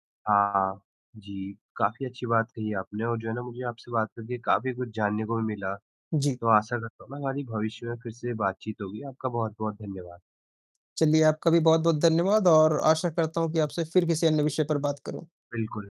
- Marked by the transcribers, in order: distorted speech
- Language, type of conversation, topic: Hindi, unstructured, घर पर कचरा कम करने के लिए आप क्या करते हैं?